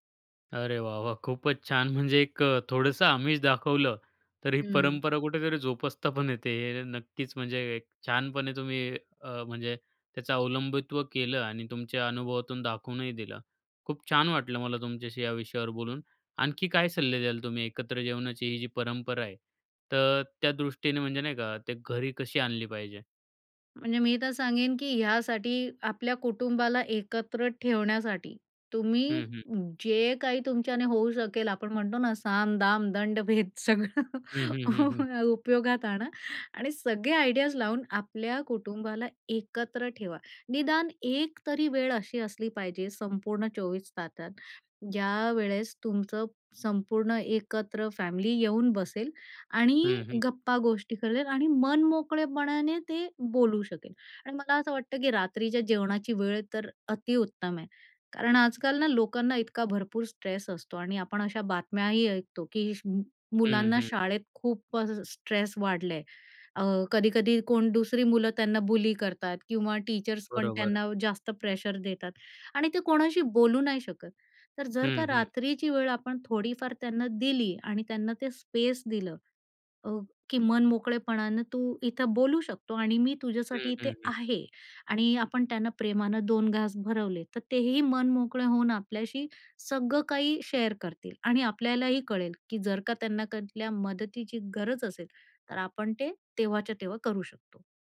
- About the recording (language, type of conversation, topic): Marathi, podcast, एकत्र जेवण हे परंपरेच्या दृष्टीने तुमच्या घरी कसं असतं?
- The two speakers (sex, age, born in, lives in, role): female, 45-49, India, India, guest; male, 25-29, India, India, host
- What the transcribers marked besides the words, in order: laugh; laughing while speaking: "सगळं उपयोगात आणा. आणि"; in English: "स्ट्रेस"; in English: "स्ट्रेस"; in English: "बुली"; in English: "टीचर्स"; in English: "प्रेशर"; in English: "स्पेस"; in English: "शेअर"